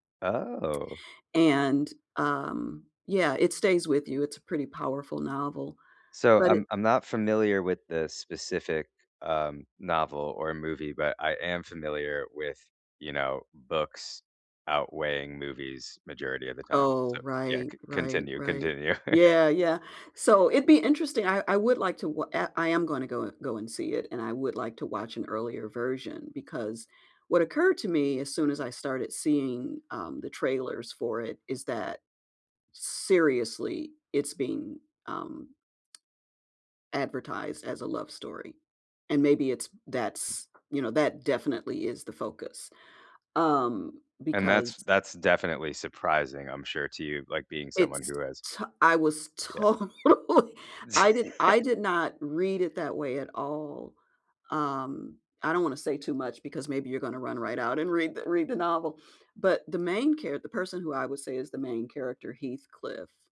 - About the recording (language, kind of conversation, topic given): English, unstructured, How do remakes and reboots affect your feelings about the original films they are based on?
- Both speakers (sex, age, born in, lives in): female, 60-64, United States, United States; male, 35-39, United States, United States
- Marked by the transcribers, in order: laugh; laughing while speaking: "totally"; laugh